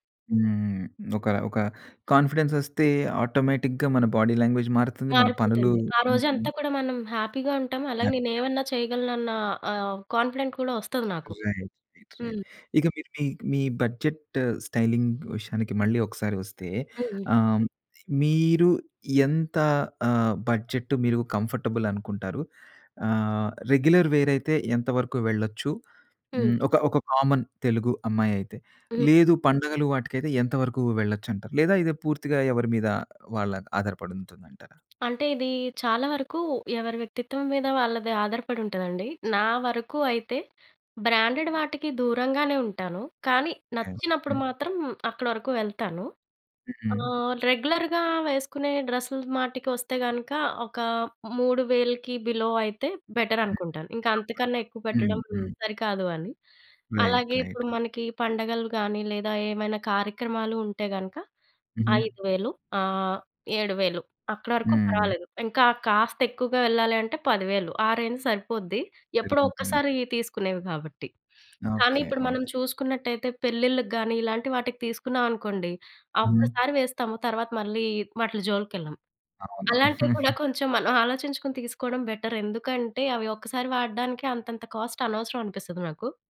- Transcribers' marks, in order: in English: "కాంఫిడెన్స్"; in English: "ఆటోమేటిక్‌గా"; in English: "బాడీ లాంగ్వేజ్"; in English: "హ్యాపీగా"; in English: "హ్యాపీగా"; in English: "కాన్ఫిడెంట్"; in English: "రైట్. రైట్. రైట్"; in English: "బడ్జెట్ స్టైలింగ్"; in English: "బడ్జెట్"; in English: "కంఫర్టబుల్"; in English: "రెగ్యులర్ వే‌ర్"; in English: "కామన్"; tapping; in English: "బ్రాండెడ్"; other background noise; in English: "రెగ్యులర్‌గా"; in English: "బిలో"; in English: "బెటర్"; in English: "కంఫర్టబుల్"; in English: "రైట్. రైట్"; in English: "రేంజ్"; giggle; in English: "బెటర్"; in English: "కాస్ట్"
- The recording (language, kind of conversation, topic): Telugu, podcast, బడ్జెట్ పరిమితుల వల్ల మీరు మీ స్టైల్‌లో ఏమైనా మార్పులు చేసుకోవాల్సి వచ్చిందా?